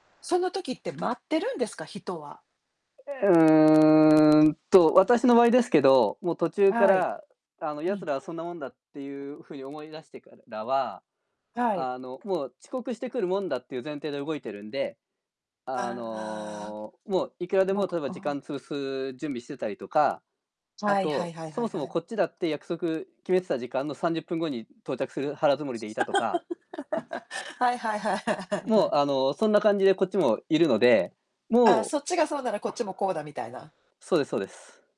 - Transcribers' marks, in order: other background noise; distorted speech; tapping; static; laugh
- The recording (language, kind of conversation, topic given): Japanese, unstructured, 文化に触れて驚いたことは何ですか？